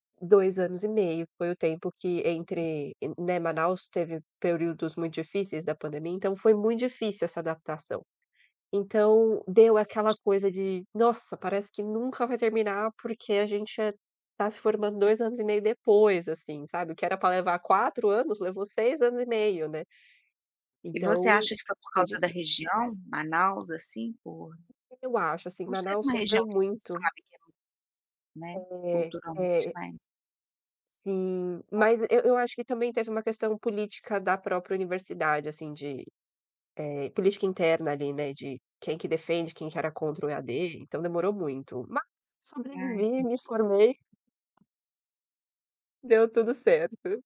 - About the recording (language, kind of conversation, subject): Portuguese, podcast, Como foi o dia em que você se formou ou concluiu algo importante?
- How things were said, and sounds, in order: tapping; other noise